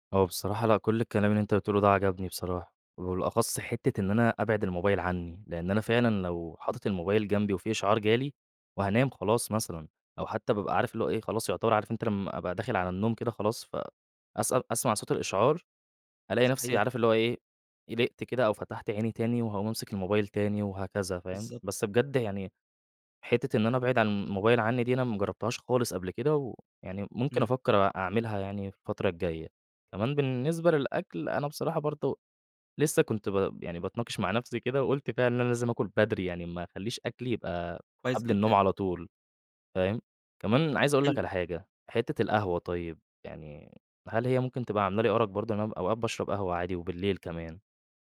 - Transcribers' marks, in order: none
- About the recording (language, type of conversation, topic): Arabic, advice, إزاي أحسّن نومي لو الشاشات قبل النوم والعادات اللي بعملها بالليل مأثرين عليه؟